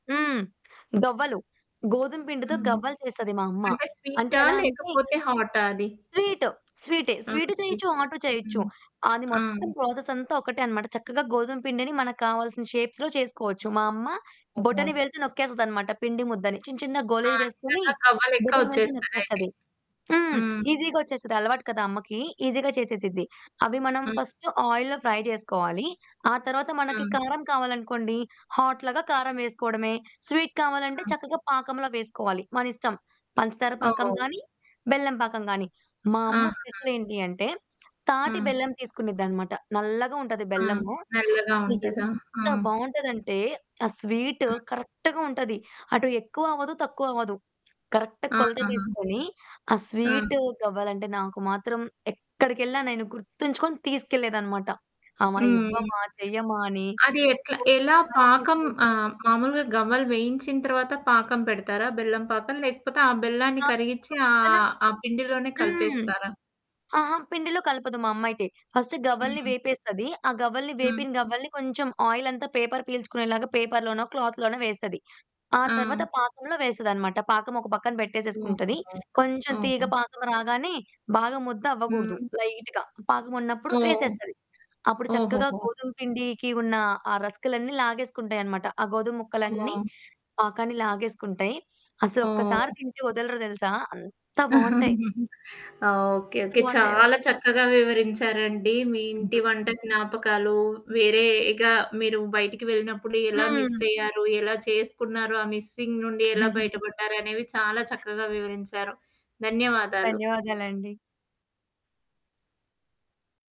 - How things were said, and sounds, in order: other background noise; in English: "షేప్స్‌లో"; distorted speech; in English: "ఈసీగా"; in English: "ఈసీగా"; in English: "ఫస్ట్ ఆయిల్‌లో ఫ్రై"; in English: "హాట్"; in English: "స్వీట్"; in English: "కరెక్ట్‌గా"; in English: "కరెక్ట్‌గా"; in English: "ఫస్ట్"; in English: "లైట్‌గా"; giggle; unintelligible speech; in English: "మిస్సింగ్"; chuckle
- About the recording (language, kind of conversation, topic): Telugu, podcast, వేరే చోటికి వెళ్లినప్పుడు ఆహారం మీకు ఇంటి జ్ఞాపకాలు ఎలా గుర్తు చేస్తుంది?